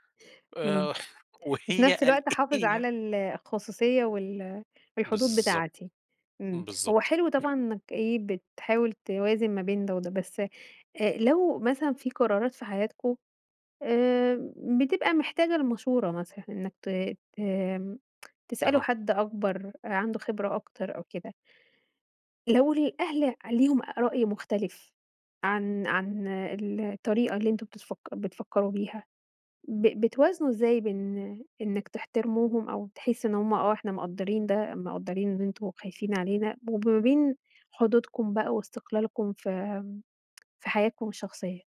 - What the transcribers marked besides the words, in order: laughing while speaking: "وهي قال إيه يعني"; tapping; throat clearing; tsk
- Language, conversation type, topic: Arabic, podcast, إزاي بتتعاملوا مع تدخل أهل شريككوا في حياتكوا؟